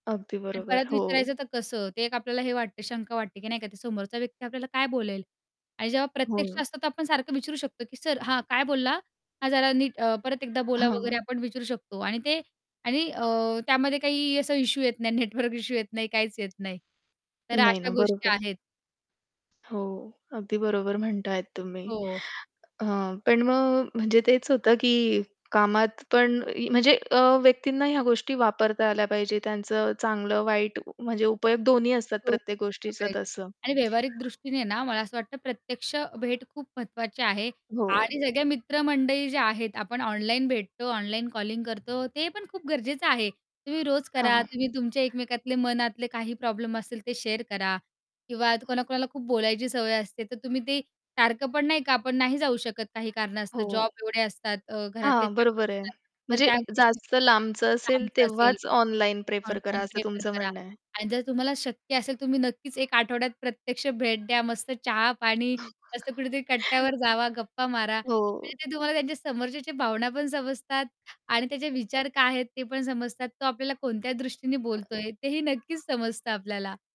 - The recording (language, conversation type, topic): Marathi, podcast, ऑनलाइन आणि प्रत्यक्ष संभाषणात नेमका काय फरक असतो?
- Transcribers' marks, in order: tapping; other background noise; laughing while speaking: "नेटवर्क"; static; background speech; unintelligible speech; in English: "शेअर"; distorted speech; chuckle; other noise